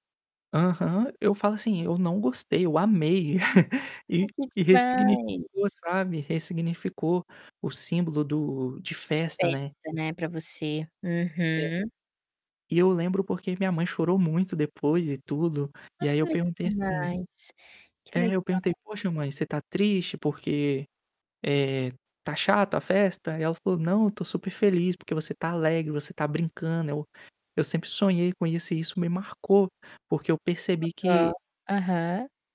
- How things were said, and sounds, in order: static; chuckle; distorted speech
- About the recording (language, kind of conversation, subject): Portuguese, podcast, Você pode me contar sobre uma festa que marcou a sua infância?